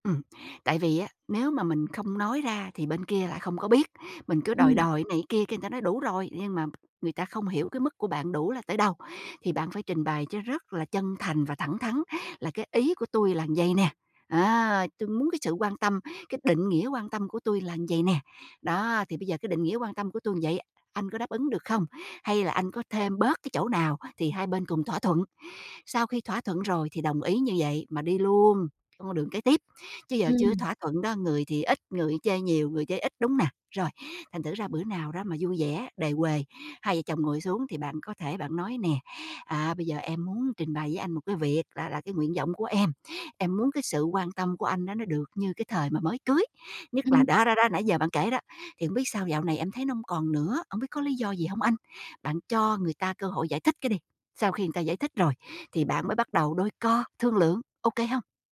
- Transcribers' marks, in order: tapping; other background noise
- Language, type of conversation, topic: Vietnamese, advice, Làm sao để tôi diễn đạt nhu cầu của mình một cách rõ ràng hơn?